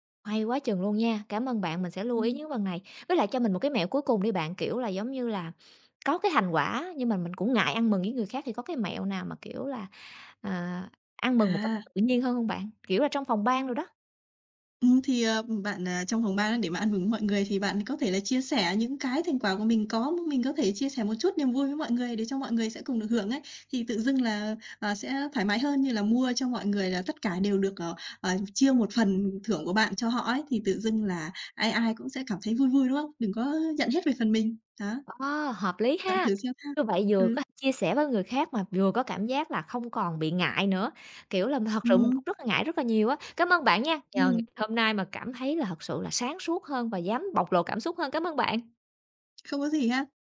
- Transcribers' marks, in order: tapping; other background noise
- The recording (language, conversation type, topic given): Vietnamese, advice, Bạn cảm thấy ngại bộc lộ cảm xúc trước đồng nghiệp hoặc bạn bè không?
- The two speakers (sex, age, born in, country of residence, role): female, 30-34, Vietnam, Vietnam, advisor; female, 30-34, Vietnam, Vietnam, user